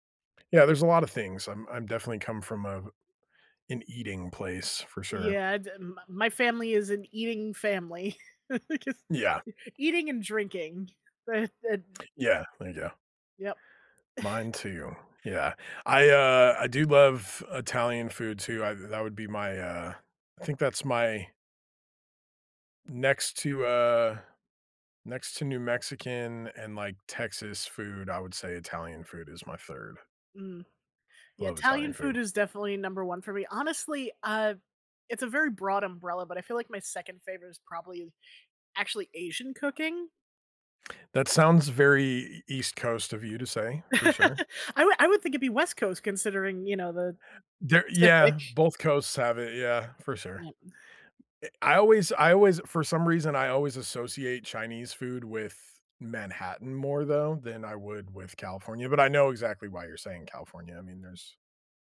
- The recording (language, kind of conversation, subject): English, unstructured, How can I recreate the foods that connect me to my childhood?
- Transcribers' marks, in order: chuckle; tapping; unintelligible speech; laugh; laugh